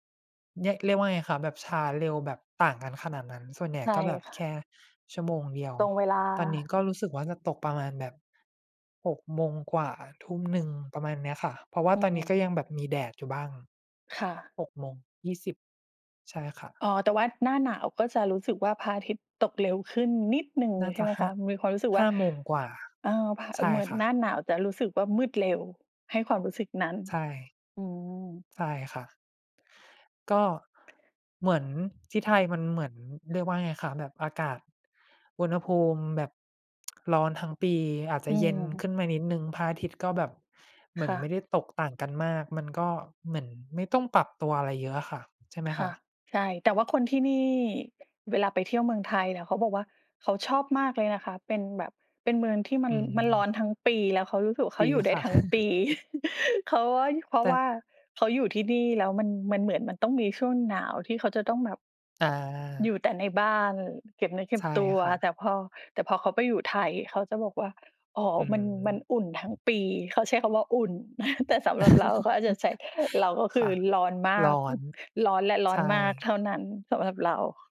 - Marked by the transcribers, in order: tapping; stressed: "นิด"; other background noise; chuckle; laugh; laugh; chuckle; chuckle
- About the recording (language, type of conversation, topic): Thai, unstructured, คุณจัดการเวลาว่างในวันหยุดอย่างไร?